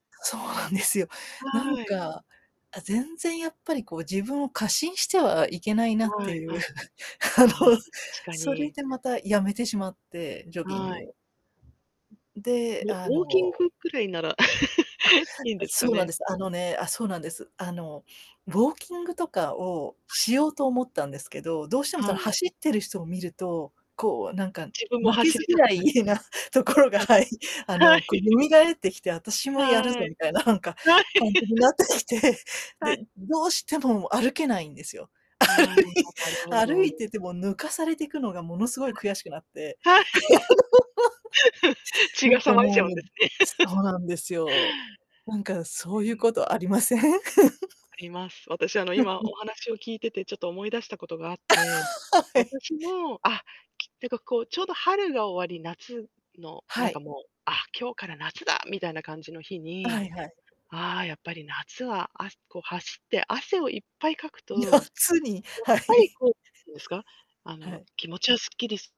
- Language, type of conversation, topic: Japanese, unstructured, 運動を始めるきっかけは何ですか？
- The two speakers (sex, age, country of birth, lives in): female, 50-54, Japan, Japan; female, 50-54, Japan, United States
- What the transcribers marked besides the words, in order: laughing while speaking: "そうなんですよ"; laugh; laughing while speaking: "あの"; laugh; laughing while speaking: "負けず嫌いなところが はい"; unintelligible speech; laughing while speaking: "はい"; laughing while speaking: "はい"; laughing while speaking: "みたいななんか感じになってきて"; laugh; distorted speech; unintelligible speech; laughing while speaking: "歩い 歩いてても"; laughing while speaking: "はい"; laugh; laughing while speaking: "そういうことありません？"; laugh; laugh; laughing while speaking: "はい"; other background noise; laughing while speaking: "夏に"; unintelligible speech; static